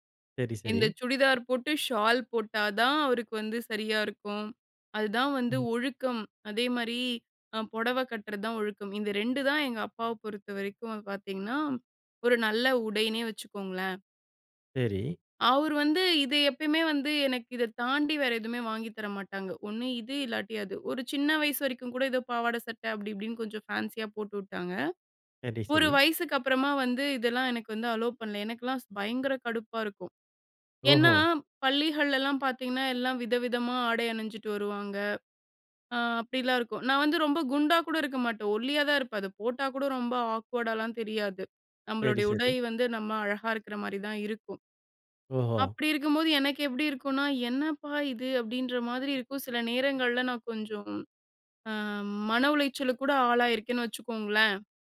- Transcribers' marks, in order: in English: "ஆக்வர்டாலாம்"
- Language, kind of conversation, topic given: Tamil, podcast, புதிய தோற்றம் உங்கள் உறவுகளுக்கு எப்படி பாதிப்பு கொடுத்தது?